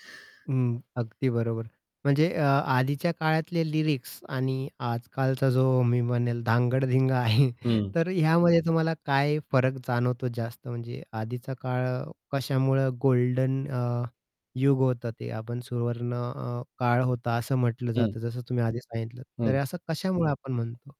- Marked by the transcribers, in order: static; in English: "लिरिक्स"; laughing while speaking: "आहे"; mechanical hum; tapping
- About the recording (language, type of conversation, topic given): Marathi, podcast, कोणते जुने गाणे ऐकल्यावर तुम्हाला लगेच कोणती आठवण येते?